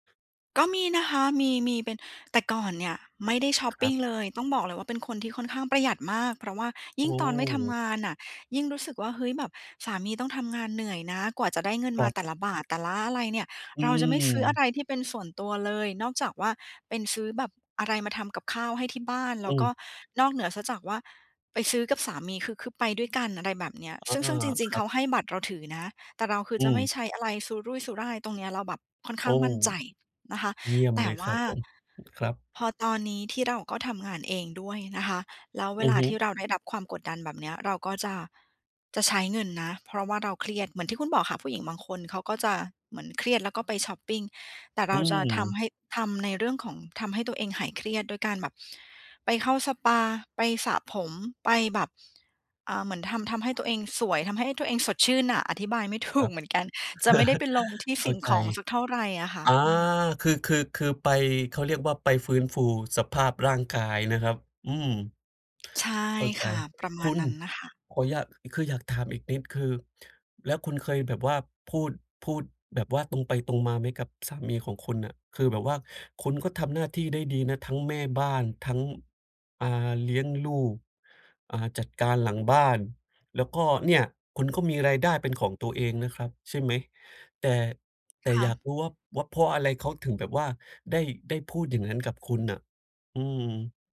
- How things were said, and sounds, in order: other background noise; tsk; laughing while speaking: "ถูก"; laugh; anticipating: "คุณ !"; tsk
- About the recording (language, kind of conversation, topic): Thai, advice, ฉันจะรับมือกับแรงกดดันจากคนรอบข้างให้ใช้เงิน และการเปรียบเทียบตัวเองกับผู้อื่นได้อย่างไร